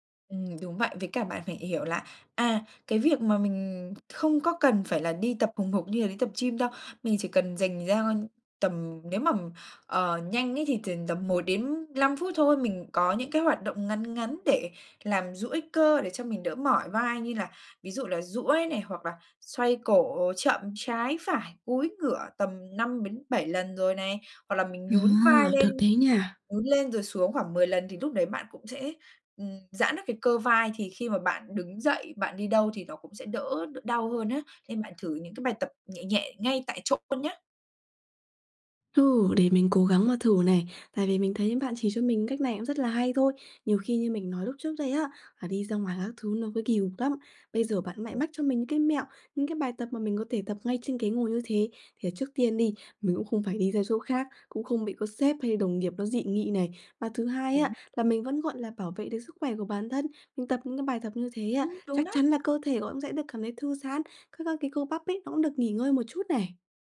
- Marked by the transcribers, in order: tapping; other background noise
- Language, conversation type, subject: Vietnamese, advice, Làm sao để tôi vận động nhẹ nhàng xuyên suốt cả ngày khi phải ngồi nhiều?